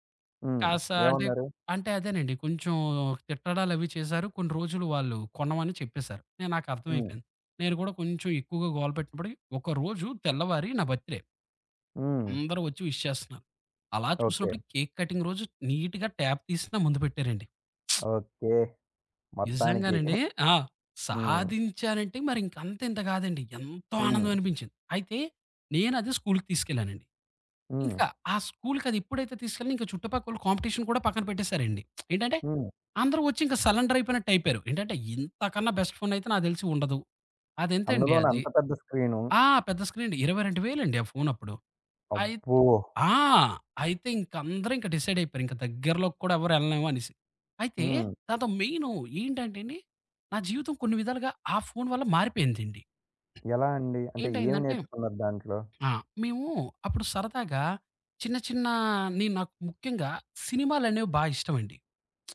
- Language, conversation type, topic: Telugu, podcast, మీ తొలి స్మార్ట్‌ఫోన్ మీ జీవితాన్ని ఎలా మార్చింది?
- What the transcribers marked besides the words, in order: "గోలపెట్టుకొని" said as "పెట్టుపడి"; in English: "బర్త్‌డే"; other background noise; in English: "విష్"; tapping; in English: "కేక్ కటింగ్"; in English: "నీట్‌గా ట్యాబ్"; lip smack; giggle; in English: "కాంపిటీషన్"; lip smack; in English: "సలెండర్"; in English: "బెస్ట్"; in English: "స్క్రీన్"; in English: "డిసైడ్"; lip smack